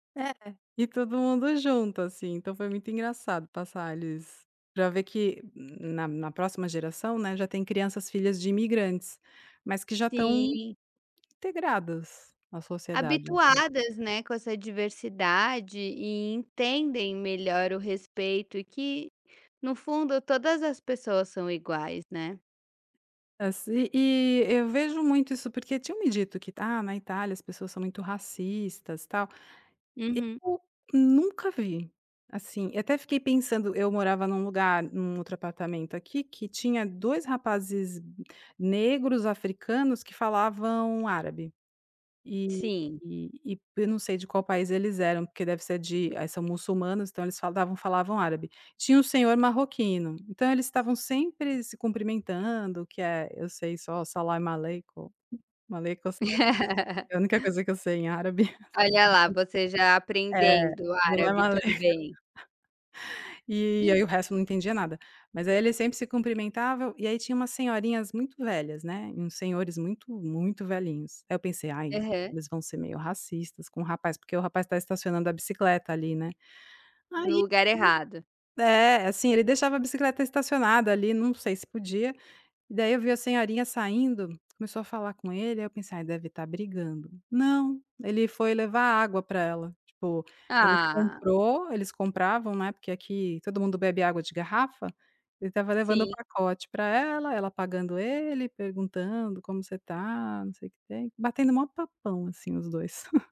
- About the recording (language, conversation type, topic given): Portuguese, podcast, Como a cidade onde você mora reflete a diversidade cultural?
- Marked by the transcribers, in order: in Arabic: "Salamaleico, Alaikum essalam"; laugh; in Arabic: "Salamaleico"; laugh; laugh